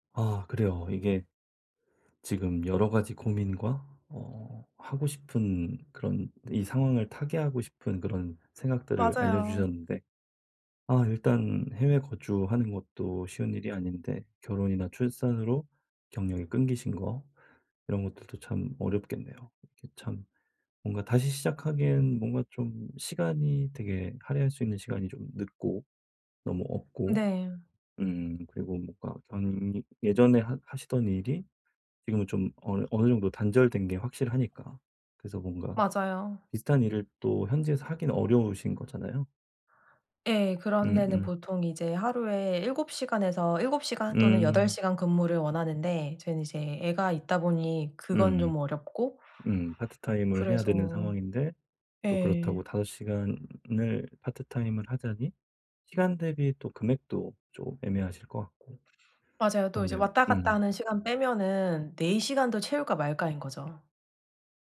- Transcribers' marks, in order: tapping; other background noise
- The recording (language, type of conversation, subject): Korean, advice, 경력 공백 기간을 어떻게 활용해 경력을 다시 시작할 수 있을까요?